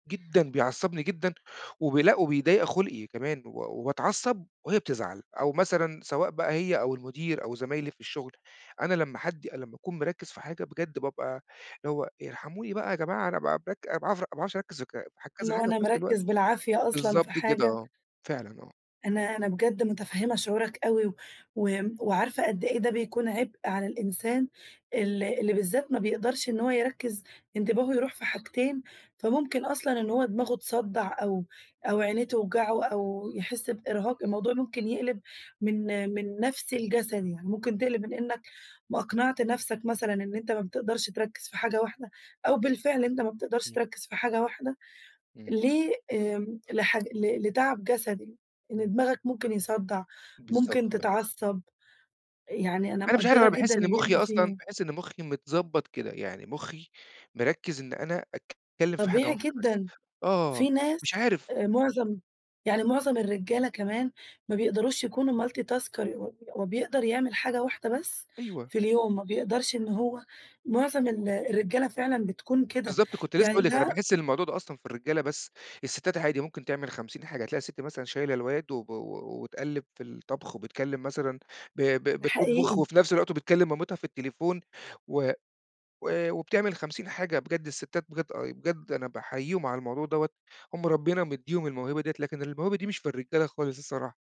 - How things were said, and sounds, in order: tapping; unintelligible speech; in English: "Multi Tasker"
- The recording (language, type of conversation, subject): Arabic, advice, إزاي أقدر أبطل أعمل كذا حاجة في نفس الوقت عشان ما أغلطش وما يضيعش وقتي؟